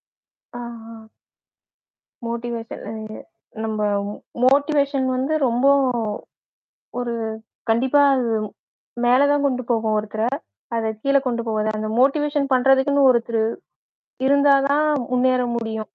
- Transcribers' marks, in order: in English: "மோட்டிவேஷன்லங்க"; in English: "மோட்டிவேஷன்"; in English: "மோட்டிவேஷன்"; static
- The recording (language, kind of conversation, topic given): Tamil, podcast, உற்சாகம் குறைந்திருக்கும் போது நீங்கள் உங்கள் படைப்பை எப்படித் தொடங்குவீர்கள்?